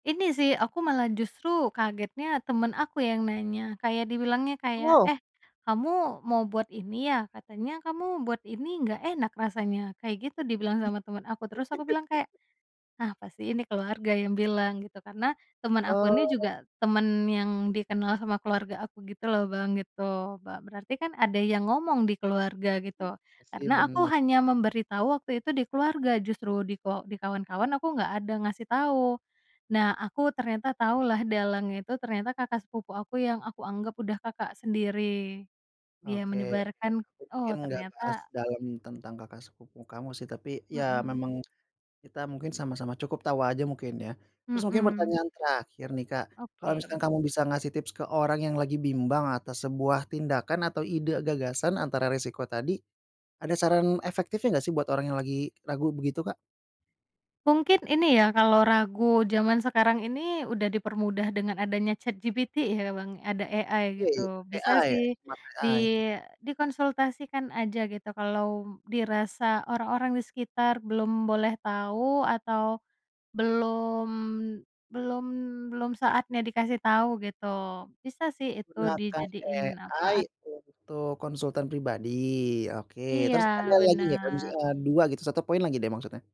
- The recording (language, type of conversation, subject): Indonesian, podcast, Apa tanda-tanda bahwa suatu risiko memang layak kamu ambil?
- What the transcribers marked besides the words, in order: other noise; laugh; unintelligible speech; tapping; in English: "AI"; in English: "AI"; in English: "AI"; in English: "AI"